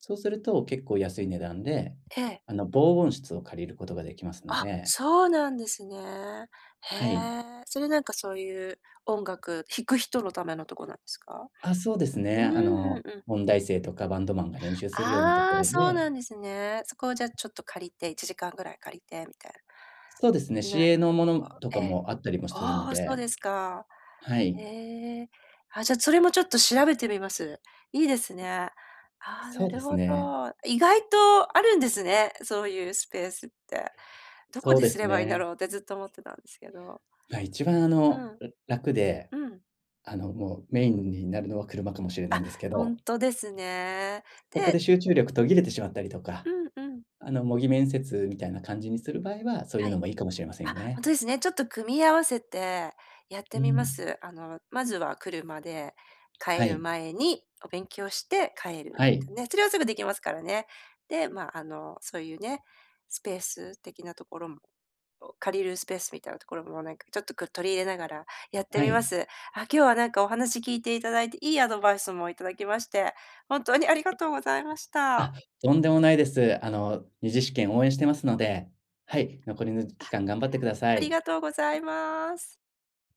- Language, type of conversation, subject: Japanese, advice, 集中して作業する時間をどうやって確保すればいいですか？
- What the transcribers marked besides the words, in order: other background noise; tapping